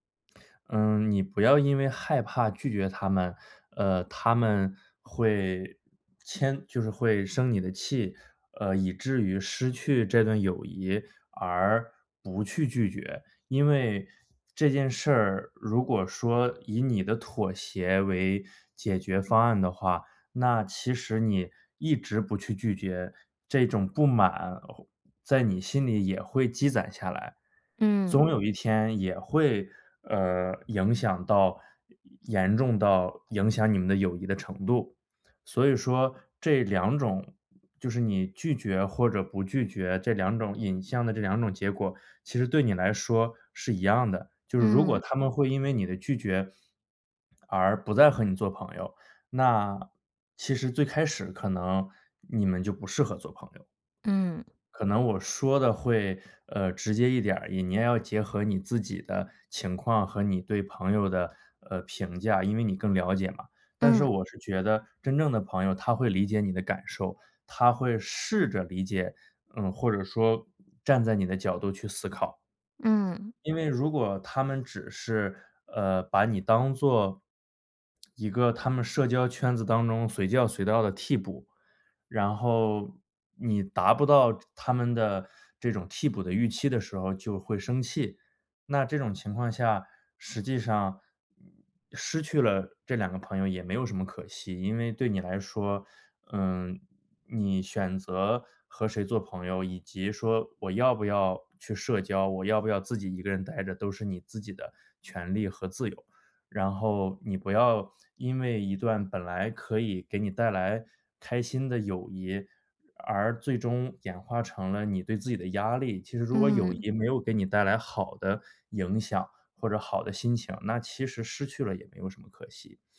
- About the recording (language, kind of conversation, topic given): Chinese, advice, 被强迫参加朋友聚会让我很疲惫
- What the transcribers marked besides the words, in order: tapping; sniff; other background noise; stressed: "试着"